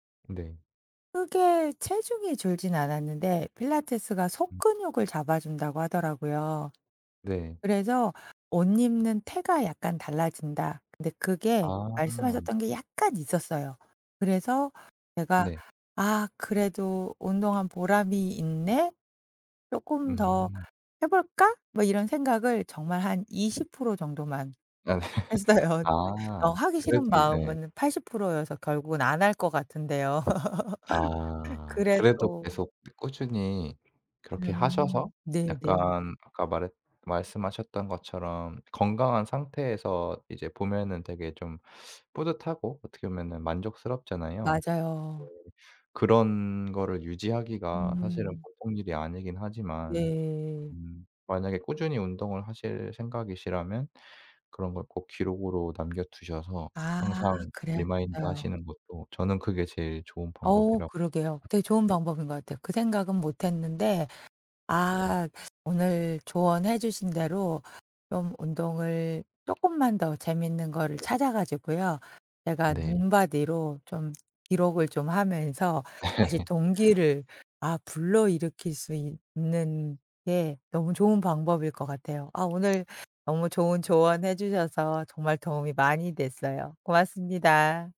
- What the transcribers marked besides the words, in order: other background noise; laughing while speaking: "했어요"; laughing while speaking: "아 네"; laugh; unintelligible speech; laugh
- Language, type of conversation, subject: Korean, advice, 운동을 시작하고 싶은데 동기가 부족해서 시작하지 못할 때 어떻게 하면 좋을까요?